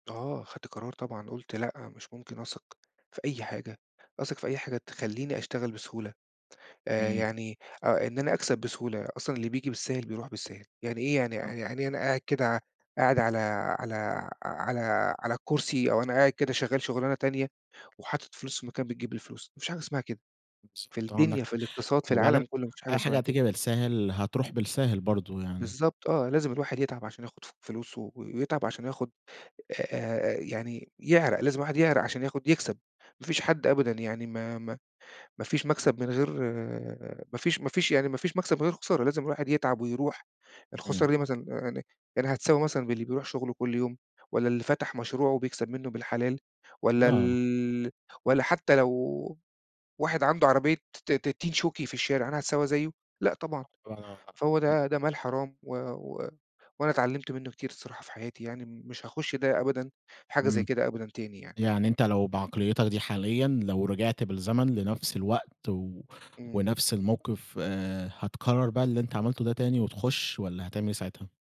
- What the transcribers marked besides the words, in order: tapping; unintelligible speech
- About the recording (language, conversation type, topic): Arabic, podcast, إيه هو قرار بسيط أخدته وغيّر مجرى حياتك؟